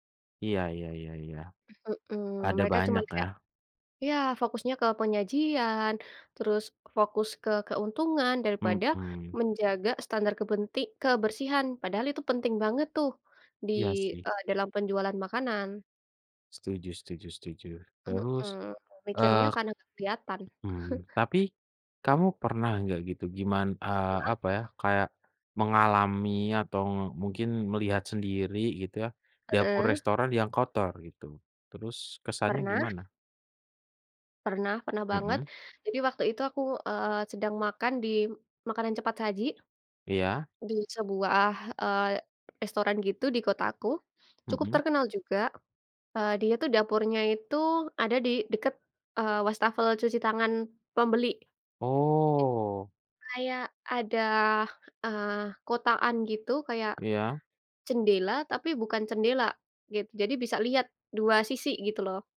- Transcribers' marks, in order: other background noise; chuckle; unintelligible speech; "jendela" said as "cendela"
- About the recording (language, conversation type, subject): Indonesian, unstructured, Kenapa banyak restoran kurang memperhatikan kebersihan dapurnya, menurutmu?